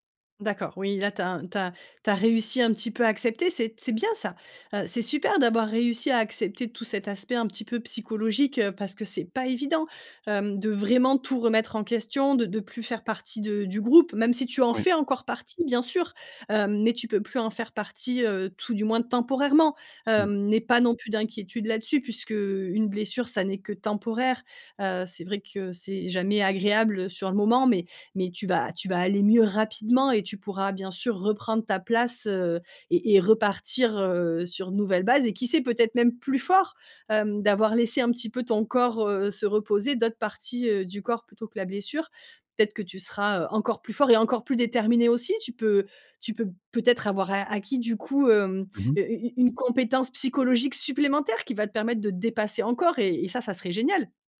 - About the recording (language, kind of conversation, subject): French, advice, Quelle blessure vous empêche de reprendre l’exercice ?
- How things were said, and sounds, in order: stressed: "tout"; stressed: "plus fort"